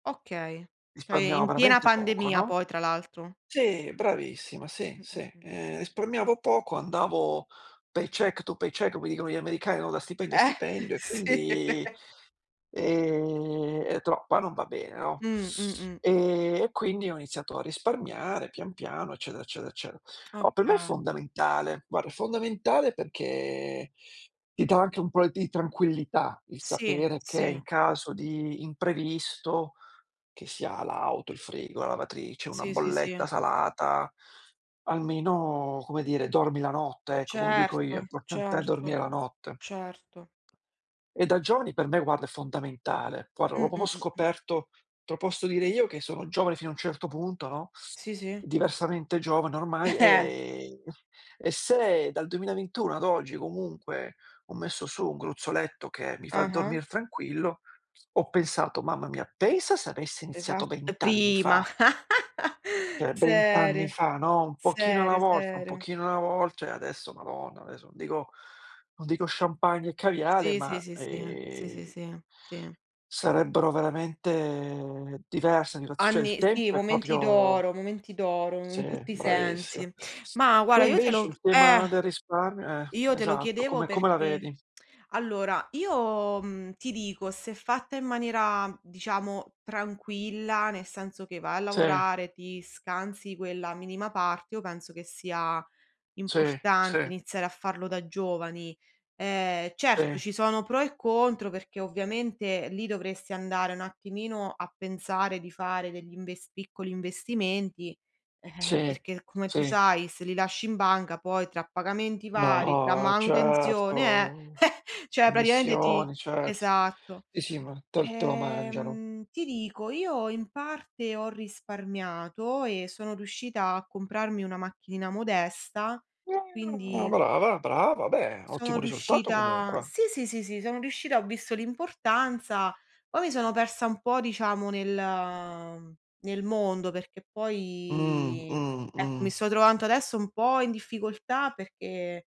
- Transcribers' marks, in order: in English: "paycheck to paycheck"; laughing while speaking: "Eh, sì"; chuckle; drawn out: "ehm"; teeth sucking; other background noise; "proprio" said as "popo"; chuckle; drawn out: "Ehm"; unintelligible speech; chuckle; "Cioè" said as "ceh"; drawn out: "ehm"; unintelligible speech; "proprio" said as "propio"; "guarda" said as "guara"; chuckle; "praticamente" said as "pratiaente"; drawn out: "Ehm"; drawn out: "poi"; "trovando" said as "trovanto"
- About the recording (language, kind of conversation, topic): Italian, unstructured, Perché è importante iniziare a risparmiare da giovani?